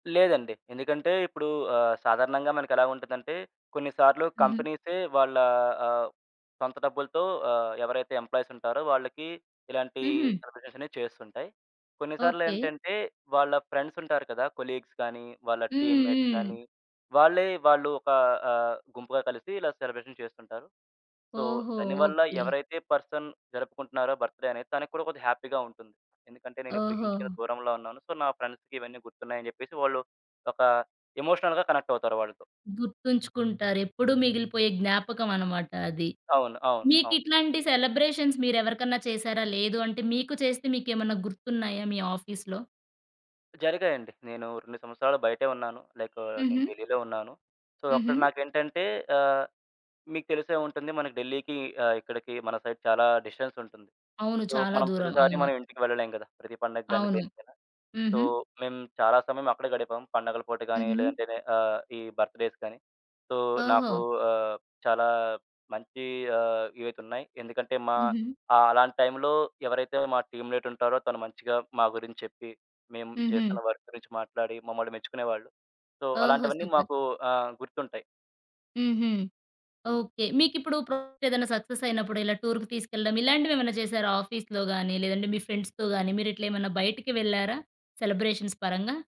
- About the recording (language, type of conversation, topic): Telugu, podcast, ఆఫీసులో సెలవులు, వేడుకలు నిర్వహించడం ఎంత ముఖ్యమని మీరు భావిస్తారు?
- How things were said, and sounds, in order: in English: "ఫ్రెండ్స్"; in English: "కొలీగ్స్"; in English: "టీమ్‌మేట్స్"; in English: "సెలబ్రేషన్"; in English: "సో"; in English: "పర్సన్"; in English: "బర్త్‌డే"; in English: "హ్యాపీ‌గా"; in English: "సో"; in English: "ఎమోషనల్‌గా కనెక్ట్"; in English: "సెలబ్రేషన్స్"; in English: "ఆఫీస్‌లో?"; horn; in English: "సో"; other background noise; in English: "సైడ్"; in English: "డిస్టెన్స్"; in English: "సో"; in English: "సో"; in English: "బర్త్‌డేస్"; in English: "సో"; in English: "టీమ్‌మేట్"; in English: "వర్క్"; in English: "సో"; in English: "సూపర్"; in English: "సక్సెస్"; in English: "టూర్‌కి"; in English: "ఫ్రెండ్స్‌తో"; in English: "సెలబ్రేషన్స్"